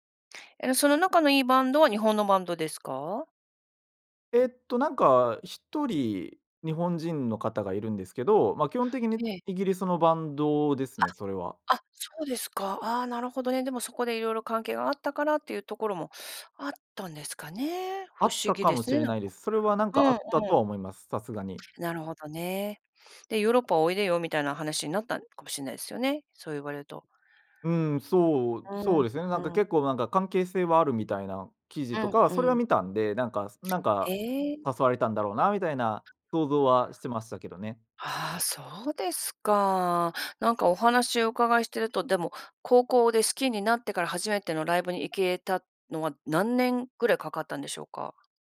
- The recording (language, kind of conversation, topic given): Japanese, podcast, 好きなアーティストとはどんなふうに出会いましたか？
- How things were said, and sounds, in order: other background noise; tapping